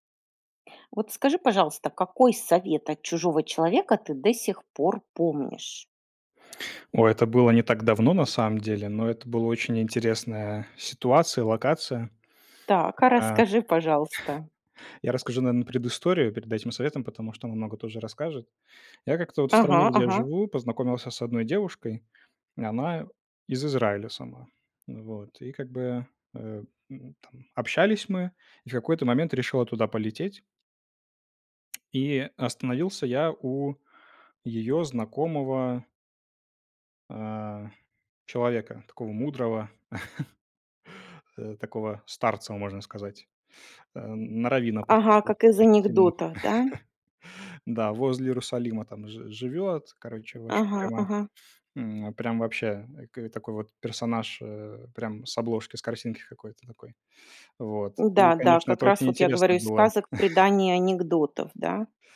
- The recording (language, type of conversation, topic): Russian, podcast, Какой совет от незнакомого человека ты до сих пор помнишь?
- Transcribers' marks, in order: other background noise; tapping; chuckle; chuckle; chuckle